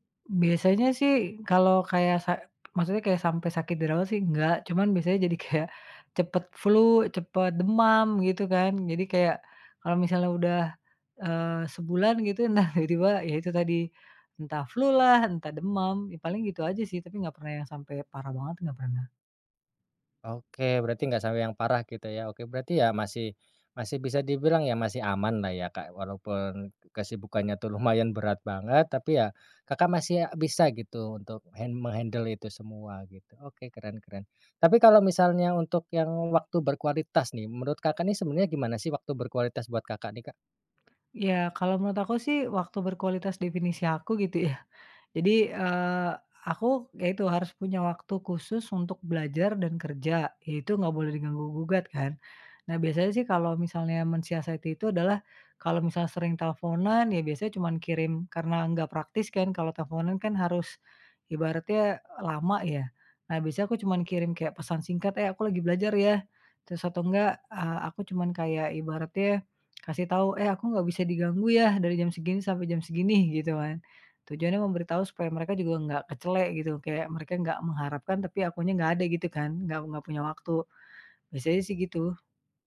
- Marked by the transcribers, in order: laughing while speaking: "kayak"; in English: "menghandle"; laughing while speaking: "ya"
- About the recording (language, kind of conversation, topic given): Indonesian, podcast, Gimana cara kalian mengatur waktu berkualitas bersama meski sibuk bekerja dan kuliah?